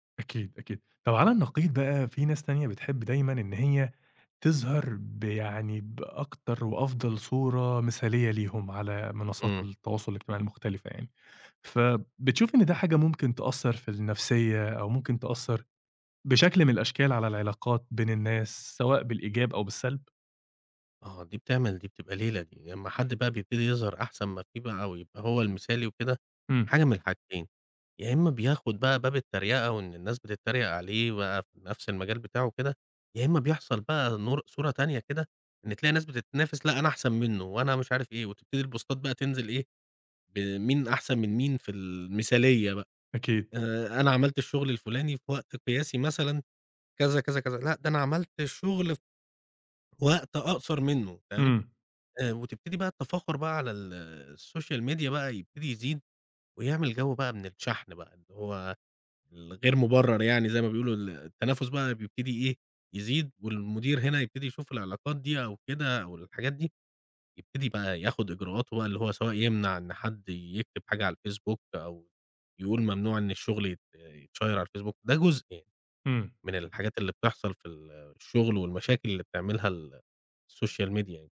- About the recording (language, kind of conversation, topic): Arabic, podcast, إيه رأيك في تأثير السوشيال ميديا على العلاقات؟
- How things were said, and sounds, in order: in English: "البوستات"; in English: "الSocial Media"; in English: "يتشيّر"; in English: "الSocial Media"